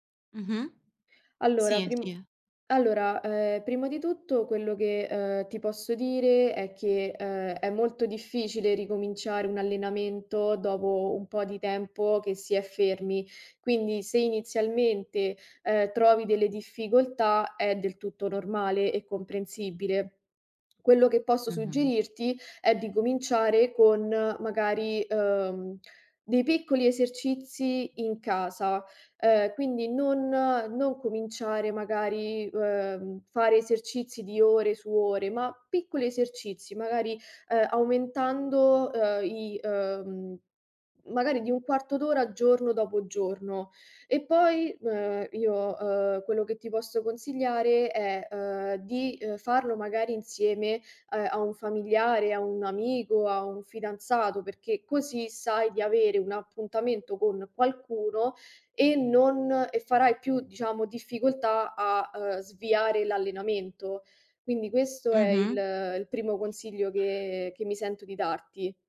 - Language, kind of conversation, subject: Italian, advice, Come posso mantenere la costanza nell’allenamento settimanale nonostante le difficoltà?
- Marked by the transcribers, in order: none